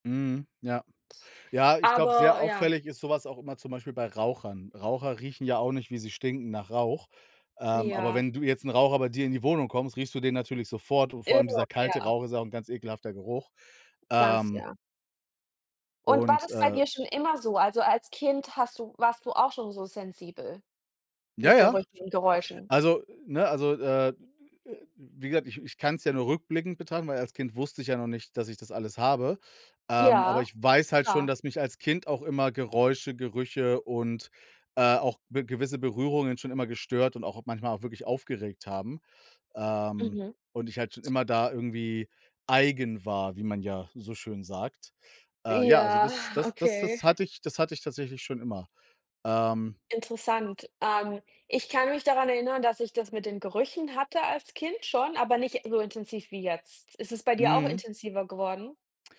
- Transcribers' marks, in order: unintelligible speech; chuckle
- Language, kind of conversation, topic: German, unstructured, Gibt es einen Geruch, der dich sofort an deine Vergangenheit erinnert?